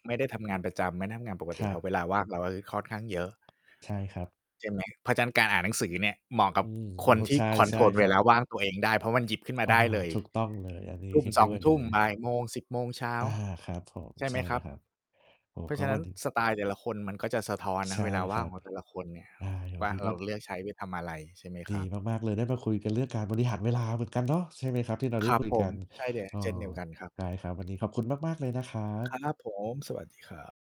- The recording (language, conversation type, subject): Thai, unstructured, เวลาว่างคุณชอบทำอะไรมากที่สุด?
- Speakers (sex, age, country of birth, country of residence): male, 30-34, Thailand, Thailand; male, 50-54, Thailand, Thailand
- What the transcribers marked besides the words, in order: distorted speech; in English: "คอนโทรล"; other noise; tapping